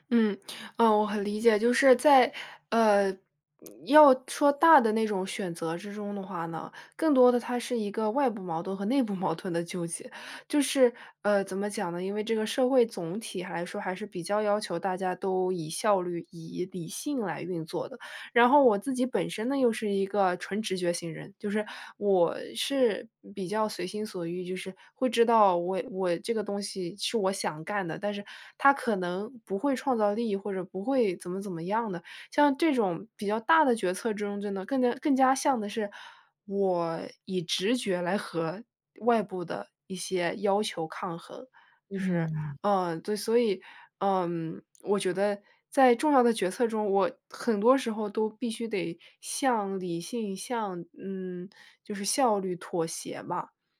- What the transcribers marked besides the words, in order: other background noise; laughing while speaking: "部矛盾"
- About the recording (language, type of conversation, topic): Chinese, advice, 我该如何在重要决策中平衡理性与直觉？